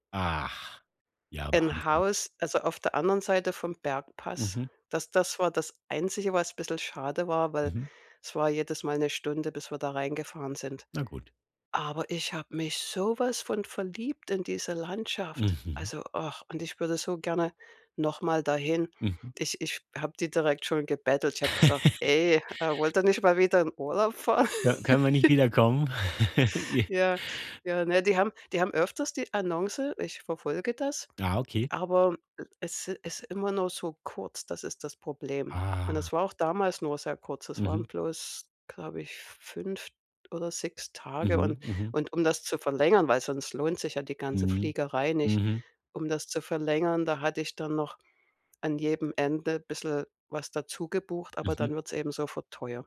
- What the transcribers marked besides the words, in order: giggle; other background noise; laugh; chuckle
- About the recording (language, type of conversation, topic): German, podcast, Welche Reise in die Natur hat dich tief berührt?